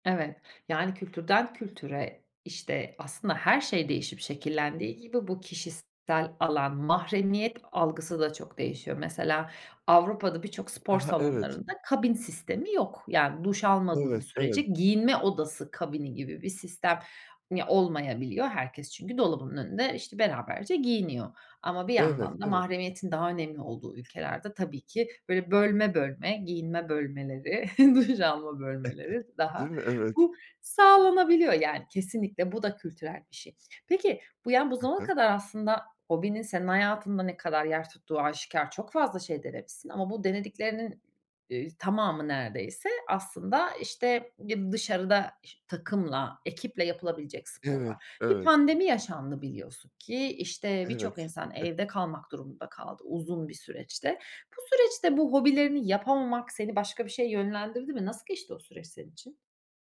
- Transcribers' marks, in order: chuckle; laughing while speaking: "duş alma"; giggle; giggle
- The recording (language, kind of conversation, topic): Turkish, podcast, Hobilerin seni hangi toplulukların parçası hâline getirdi?